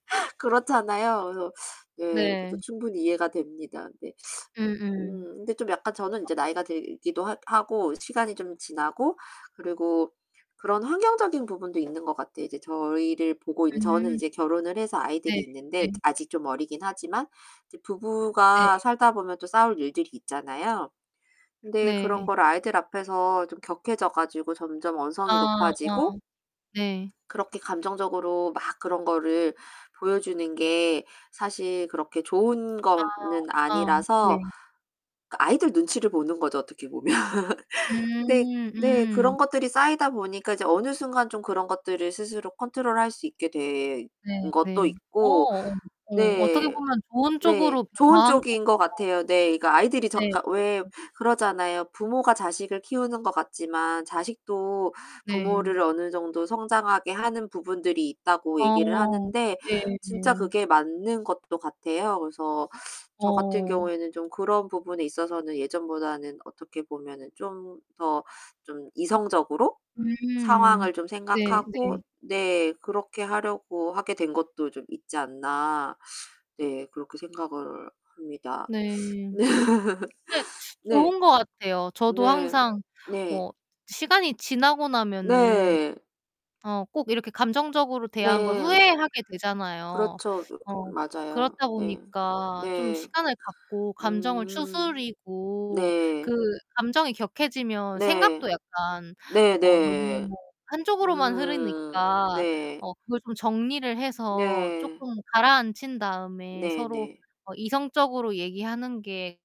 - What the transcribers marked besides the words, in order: other background noise; distorted speech; tapping; laughing while speaking: "보면"; laugh; background speech
- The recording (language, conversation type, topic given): Korean, unstructured, 갈등이 생겼을 때 피하는 게 좋을까요, 아니면 바로 해결하는 게 좋을까요?